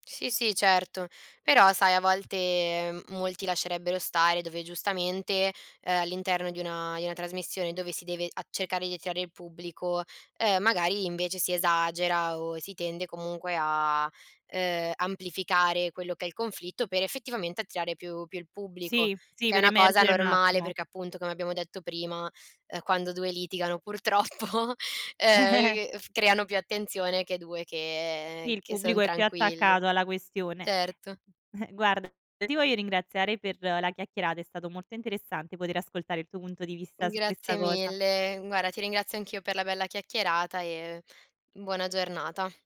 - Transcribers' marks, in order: giggle; laughing while speaking: "purtroppo"; other noise; chuckle
- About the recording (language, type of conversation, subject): Italian, podcast, I programmi di realtà raccontano davvero la società o la distorcono?